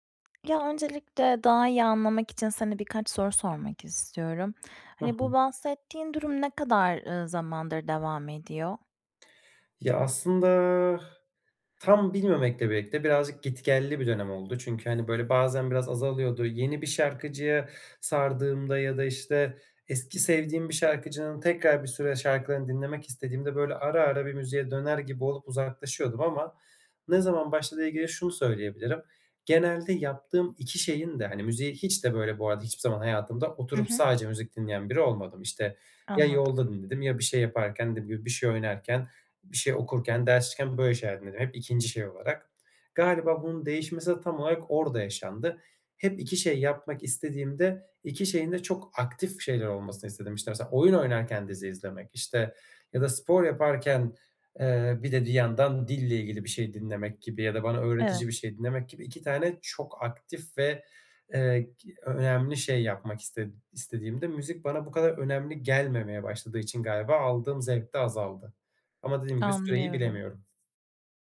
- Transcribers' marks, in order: other background noise; stressed: "aktif"; stressed: "çok aktif"
- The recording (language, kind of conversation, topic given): Turkish, advice, Eskisi gibi film veya müzikten neden keyif alamıyorum?